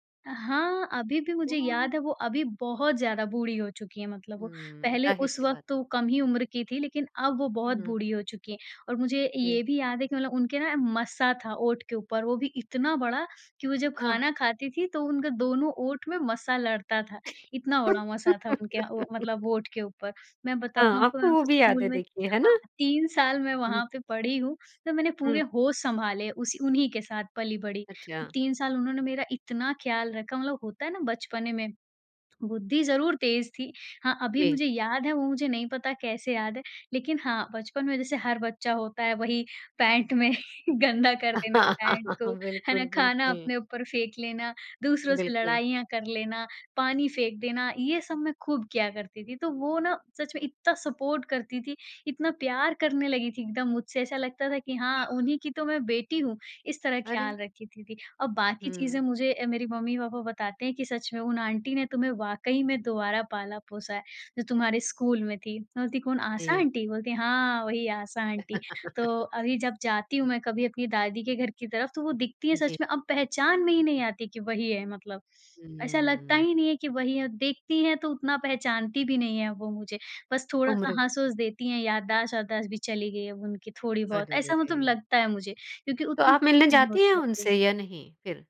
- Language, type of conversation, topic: Hindi, podcast, आपको बचपन की कौन-सी यादें आज पहले से ज़्यादा मीठी लगती हैं?
- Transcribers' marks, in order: laugh; laughing while speaking: "पैंट में गंदा कर देना"; laugh; in English: "सपोर्ट"; other background noise; in English: "आंटी"; in English: "आंटी"; in English: "आंटी"; laugh